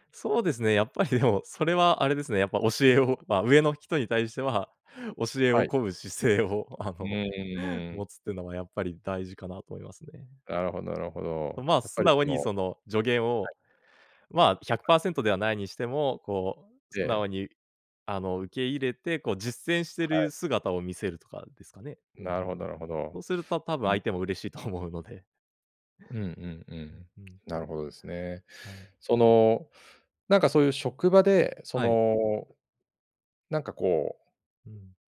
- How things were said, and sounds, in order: laughing while speaking: "教えを乞う姿勢をあの"; tapping; other noise
- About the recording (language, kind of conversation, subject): Japanese, podcast, 世代間のつながりを深めるには、どのような方法が効果的だと思いますか？